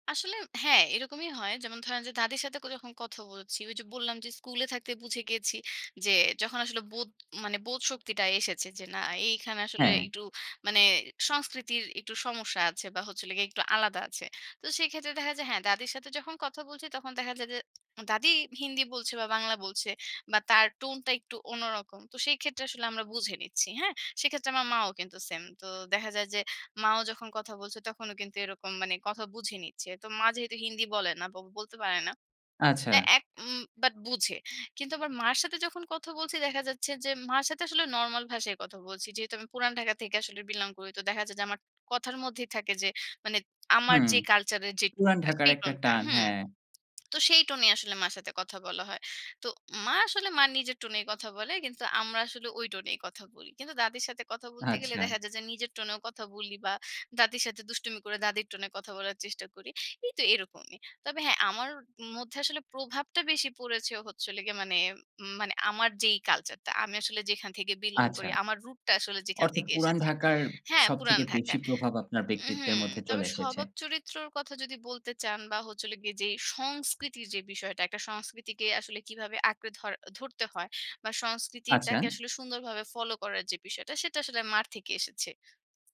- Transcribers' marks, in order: unintelligible speech; tapping; swallow
- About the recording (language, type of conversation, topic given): Bengali, podcast, বহু সংস্কৃতির মধ্যে বড় হতে আপনার কেমন লেগেছে?